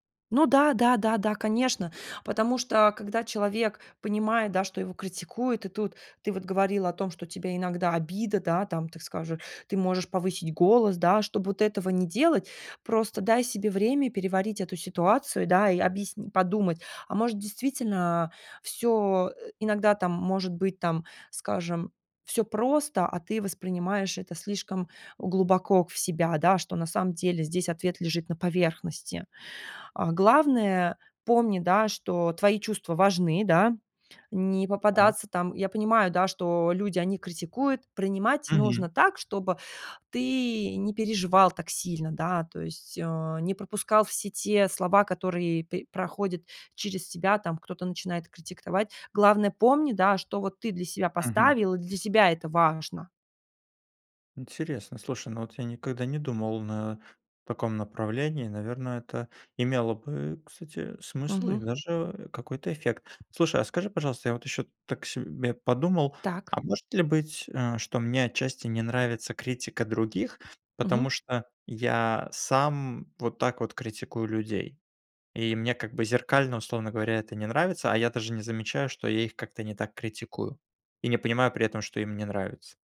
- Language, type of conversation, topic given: Russian, advice, Почему мне трудно принимать критику?
- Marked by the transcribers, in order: tapping; "критиковать" said as "критиктовать"; other background noise